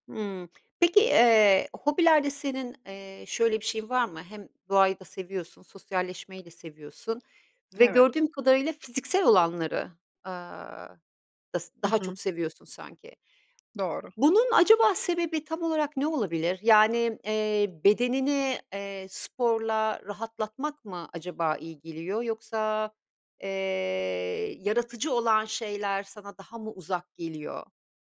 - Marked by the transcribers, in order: tapping
- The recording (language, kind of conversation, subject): Turkish, podcast, Hobiler stresle başa çıkmana nasıl yardımcı olur?
- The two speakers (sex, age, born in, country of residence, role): female, 30-34, Turkey, Spain, guest; female, 50-54, Turkey, Italy, host